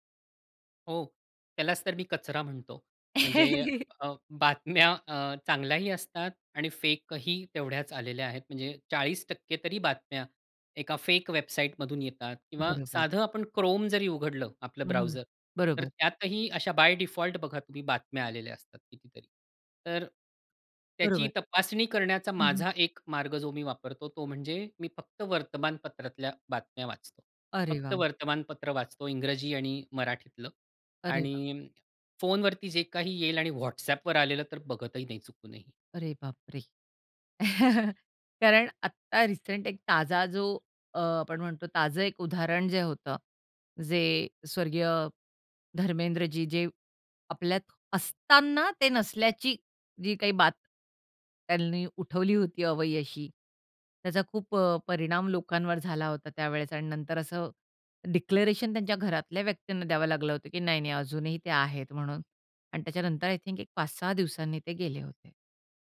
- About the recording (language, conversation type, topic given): Marathi, podcast, तुम्ही सूचनांचे व्यवस्थापन कसे करता?
- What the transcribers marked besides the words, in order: chuckle; laughing while speaking: "बातम्या"; in English: "बाय डिफॉल्ट"; other background noise; chuckle; tapping; in English: "डिक्लेरेशन"; in English: "आय थिंक"